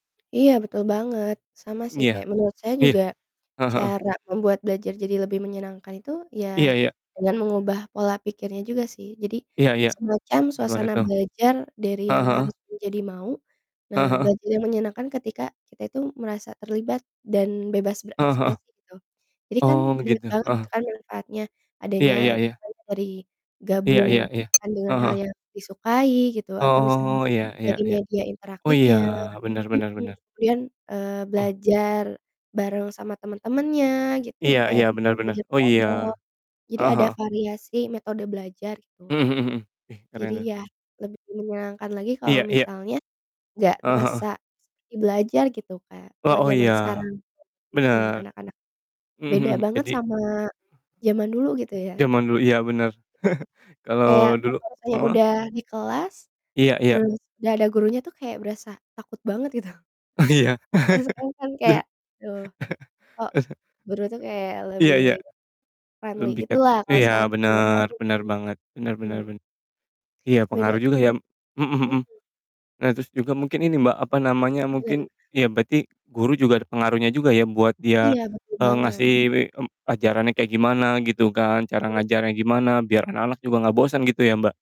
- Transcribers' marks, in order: distorted speech; mechanical hum; other background noise; chuckle; laughing while speaking: "gitu"; laughing while speaking: "Oh, iya. Jad"; chuckle; other noise; in English: "friendly"
- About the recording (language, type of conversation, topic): Indonesian, unstructured, Menurut kamu, bagaimana cara membuat belajar jadi lebih menyenangkan?